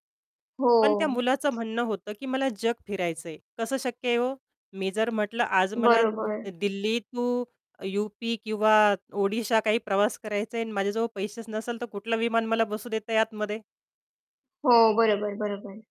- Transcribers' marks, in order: distorted speech; other background noise; tapping
- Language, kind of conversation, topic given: Marathi, podcast, एखाद्या छंदात पूर्णपणे हरवून गेल्याचा अनुभव तुम्ही सांगू शकाल का?